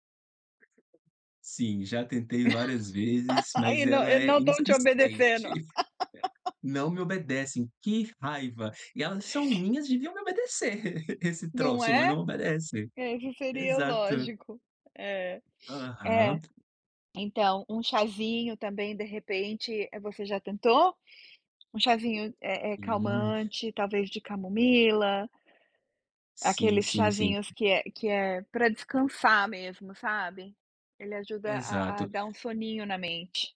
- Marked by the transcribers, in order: other background noise; laugh; laugh; tapping; laugh
- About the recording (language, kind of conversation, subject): Portuguese, advice, Que pensamentos não param na sua cabeça antes de dormir?